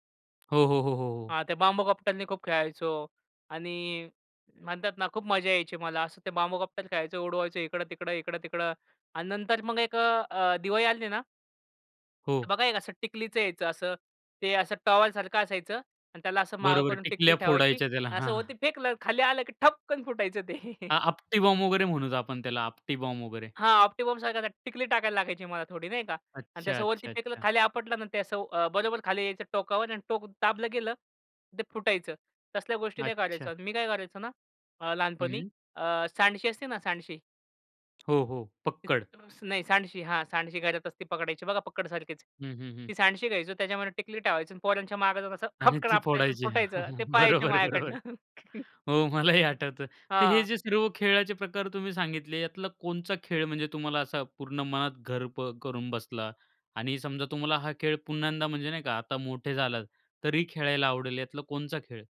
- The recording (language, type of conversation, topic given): Marathi, podcast, बालपणी तुला कोणत्या खेळण्यांसोबत वेळ घालवायला सर्वात जास्त आवडायचं?
- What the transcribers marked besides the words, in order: tapping; chuckle; chuckle; laughing while speaking: "बरोबर बरोबर. हो, मलाही आठवतं"; laugh; "पुन्हा एकदा" said as "पुन्हांदा"